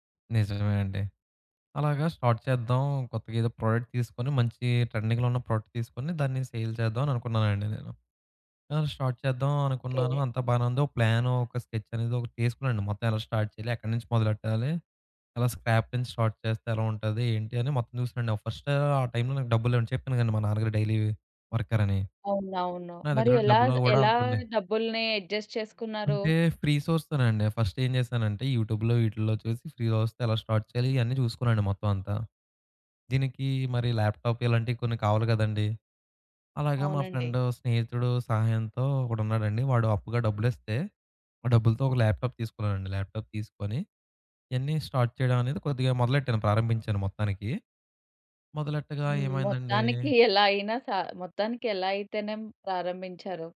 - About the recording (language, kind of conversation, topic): Telugu, podcast, ఆపద సమయంలో ఎవరో ఇచ్చిన సహాయం వల్ల మీ జీవితంలో దారి మారిందా?
- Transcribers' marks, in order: in English: "స్టార్ట్"; in English: "ప్రొడక్ట్"; in English: "ట్రెండింగ్‌లో"; in English: "ప్రొడక్ట్"; in English: "సేల్"; in English: "స్టార్ట్"; in English: "స్కెచ్"; in English: "స్టార్ట్"; in English: "స్క్రాప్"; in English: "స్టార్ట్"; in English: "డైలీ వర్కర్"; in English: "అడ్జస్ట్"; in English: "ఫ్రీసోర్స్"; in English: "ఫస్ట్"; in English: "యూట్యూబ్‌లో"; in English: "ఫ్రీ‌గా"; in English: "స్టార్ట్"; in English: "ల్యాప్‌టాప్"; in English: "ఫ్రెండ్"; in English: "ల్యాప్‌టాప్"; in English: "ల్యాప్‌టాప్"; in English: "స్టార్ట్"